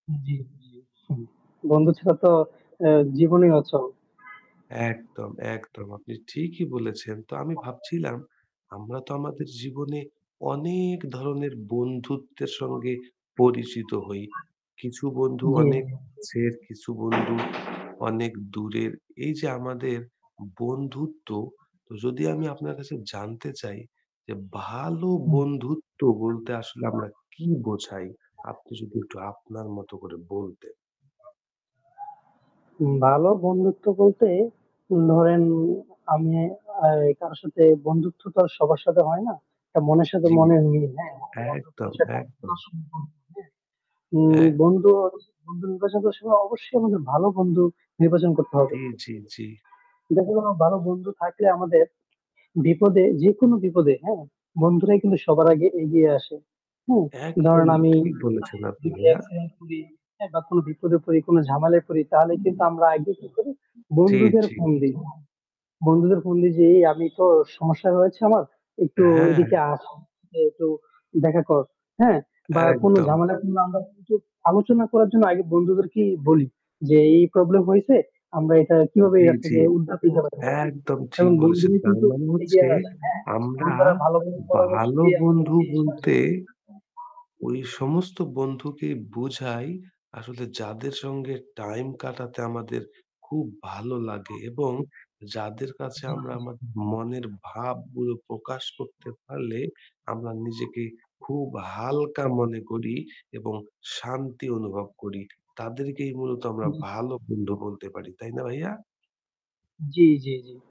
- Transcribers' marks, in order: static; other background noise; horn; tapping; unintelligible speech; unintelligible speech; distorted speech
- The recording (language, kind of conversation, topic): Bengali, unstructured, আপনি কীভাবে ভালো বন্ধুত্ব গড়ে তোলেন?